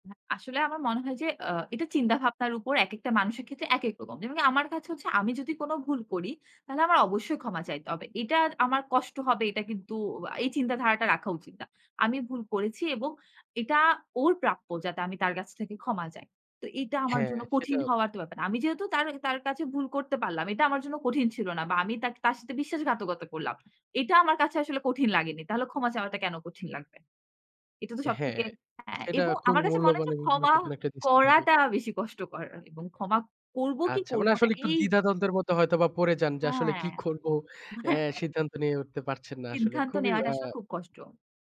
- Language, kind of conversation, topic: Bengali, podcast, ক্ষমা করা মানে কি সব ভুলও মুছে ফেলতে হবে বলে মনে করো?
- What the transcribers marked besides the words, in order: none